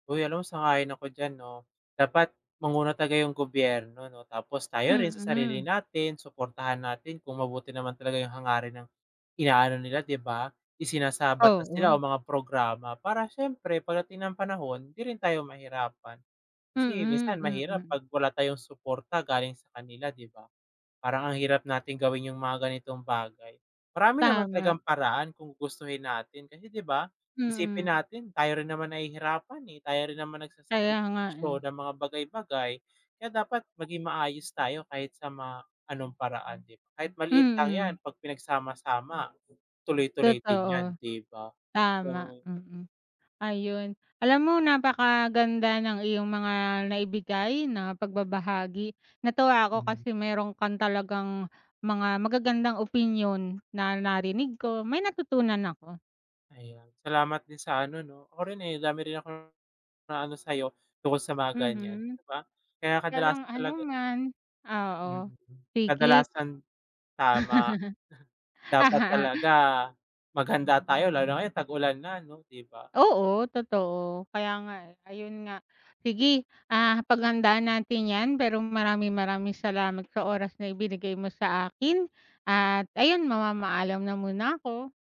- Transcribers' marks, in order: tapping; cough; other background noise; laugh
- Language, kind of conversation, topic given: Filipino, unstructured, Ano ang naramdaman mo sa mga balita tungkol sa mga kalamidad ngayong taon?